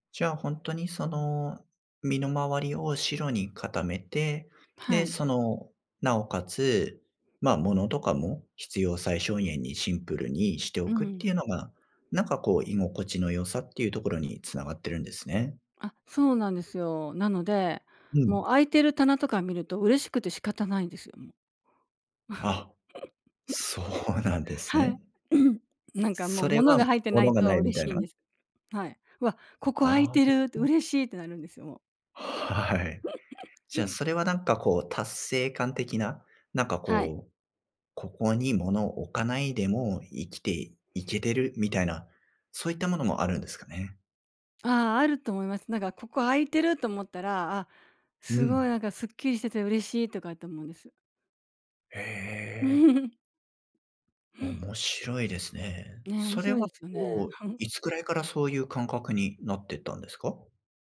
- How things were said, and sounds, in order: laugh; throat clearing; laugh; laugh; tapping; chuckle
- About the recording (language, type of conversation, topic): Japanese, podcast, 小さい家で心地よく暮らすために大切なことは何ですか？